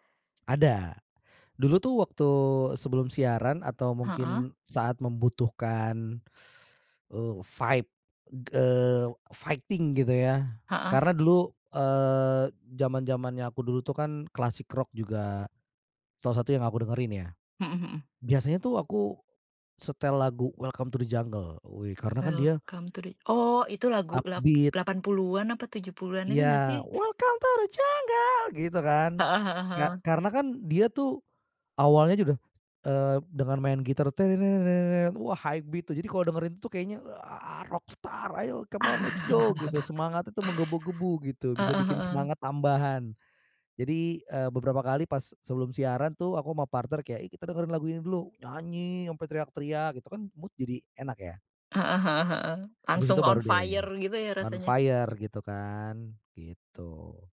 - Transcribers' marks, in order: in English: "fight"; in English: "fighting"; in English: "upbeat"; put-on voice: "welcome to the jungle"; singing: "welcome to the jungle"; in English: "high beat"; put-on voice: "ah rock star"; in English: "come on let's go"; laugh; in English: "mood"; in English: "on fire"; in English: "on fire"
- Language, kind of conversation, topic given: Indonesian, podcast, Bagaimana musik memengaruhi suasana hatimu dalam keseharian?